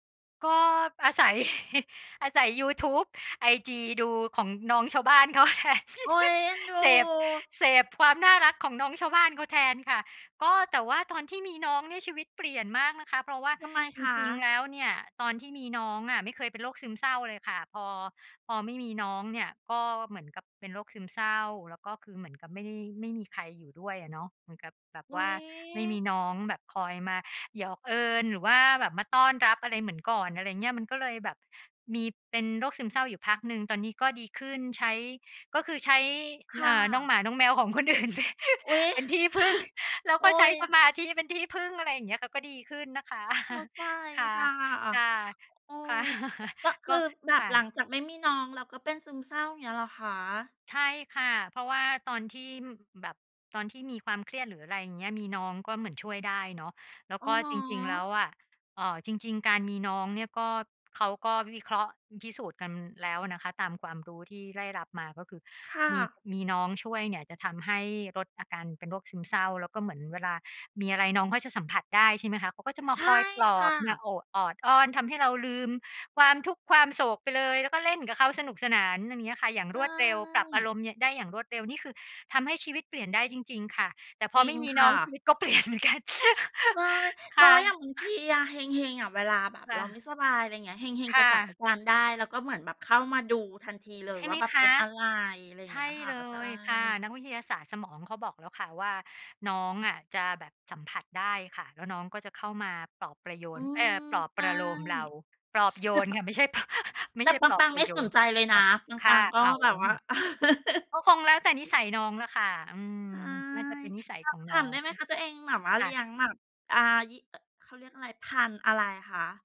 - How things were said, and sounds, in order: laugh; laughing while speaking: "เขาแทน"; laughing while speaking: "อื่นเป็นที่พึ่ง"; chuckle; laughing while speaking: "ค่ะ"; other noise; laughing while speaking: "ก็เปลี่ยนเหมือนกัน"; laugh; tapping; laugh; laugh
- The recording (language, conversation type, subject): Thai, unstructured, สัตว์เลี้ยงช่วยให้คุณรู้สึกมีความสุขในทุกวันได้อย่างไร?